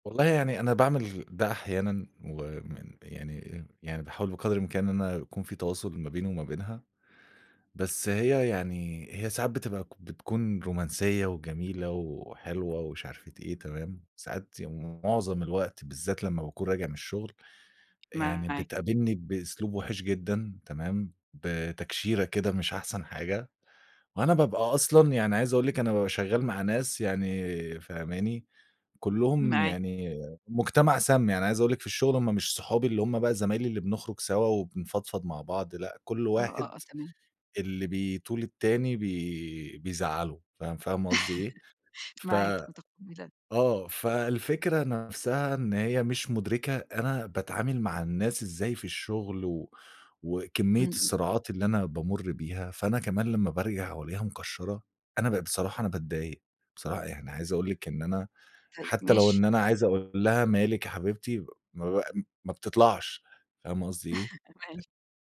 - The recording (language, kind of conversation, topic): Arabic, advice, إزاي تقدر توازن بين شغلك وحياتك العاطفية من غير ما واحد فيهم يأثر على التاني؟
- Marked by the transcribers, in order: tapping; chuckle; chuckle; other noise